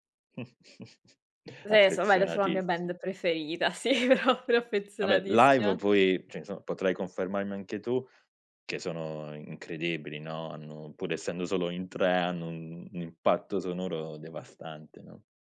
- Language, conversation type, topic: Italian, podcast, Come ti sono cambiate le preferenze musicali negli anni?
- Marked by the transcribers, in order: chuckle; unintelligible speech; laughing while speaking: "sì, proprio"; tapping; "cioè" said as "ceh"; "insomma" said as "nsom"